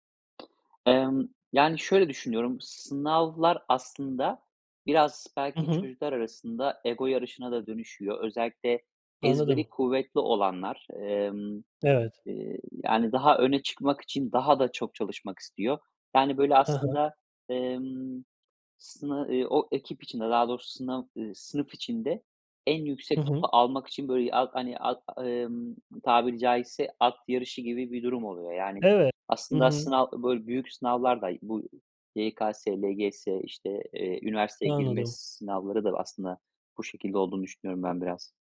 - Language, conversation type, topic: Turkish, podcast, Sınav odaklı eğitim hakkında ne düşünüyorsun?
- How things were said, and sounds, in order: other background noise; tapping